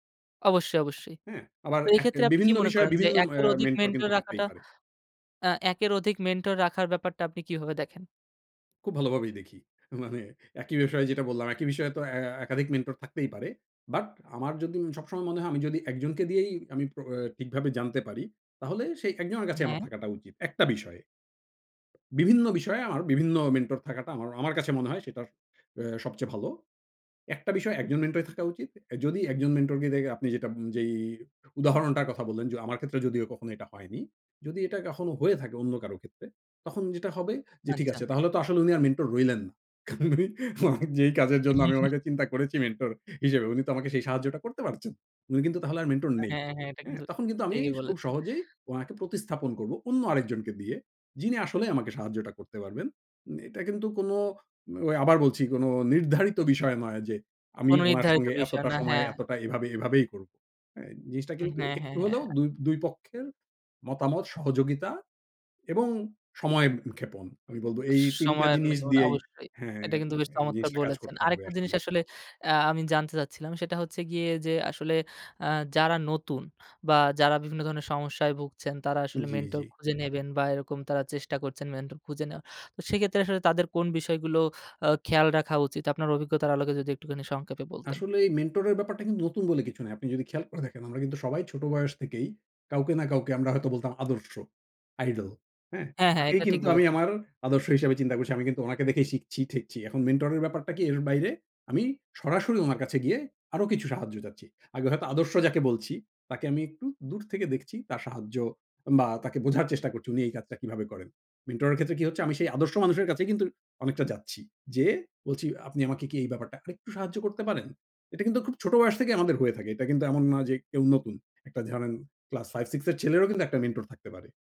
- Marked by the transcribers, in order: laughing while speaking: "মানে"; tapping; chuckle; laughing while speaking: "মানে"; other background noise; other noise
- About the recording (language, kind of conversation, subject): Bengali, podcast, আপনার অভিজ্ঞতা অনুযায়ী কীভাবে একজন মেন্টর খুঁজে নেবেন?